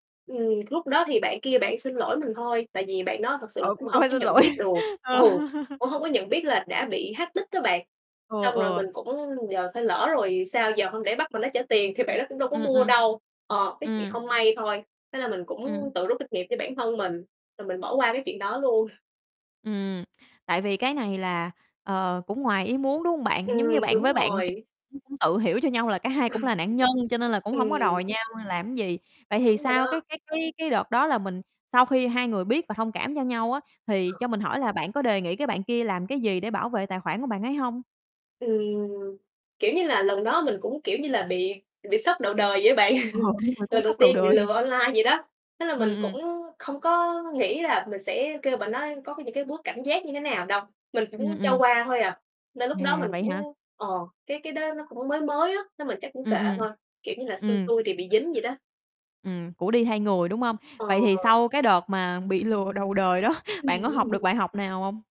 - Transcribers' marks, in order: tapping; static; distorted speech; laughing while speaking: "lỗi, ờ"; laughing while speaking: "ừ"; laugh; in English: "hack nick"; laughing while speaking: "luôn"; other background noise; chuckle; laughing while speaking: "bạn"; chuckle; laughing while speaking: "Ờ"; laughing while speaking: "đời"; laughing while speaking: "bị lừa"; laughing while speaking: "đó"; chuckle
- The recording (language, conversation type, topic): Vietnamese, podcast, Bạn đã từng bị lừa trên mạng chưa, và bạn học được gì từ trải nghiệm đó?